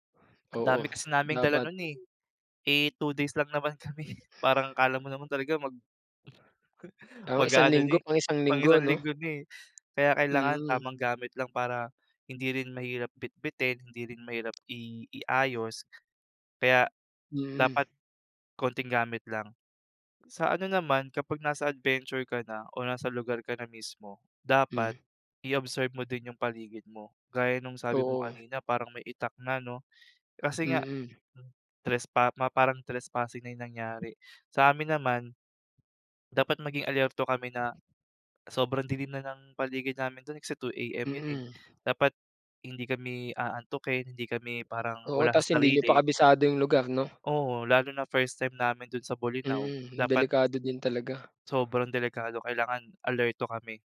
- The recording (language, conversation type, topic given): Filipino, unstructured, Ano ang isang pakikipagsapalaran na hindi mo malilimutan kahit nagdulot ito ng hirap?
- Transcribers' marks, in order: other background noise; other noise; laughing while speaking: "kami"; chuckle; tapping